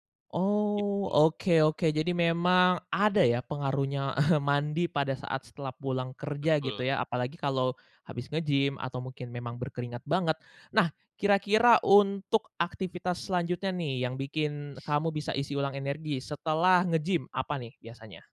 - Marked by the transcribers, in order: chuckle; other background noise
- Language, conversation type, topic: Indonesian, podcast, Bagaimana kamu biasanya mengisi ulang energi setelah hari yang melelahkan?
- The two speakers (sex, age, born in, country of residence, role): male, 20-24, Indonesia, Indonesia, host; male, 30-34, Indonesia, Indonesia, guest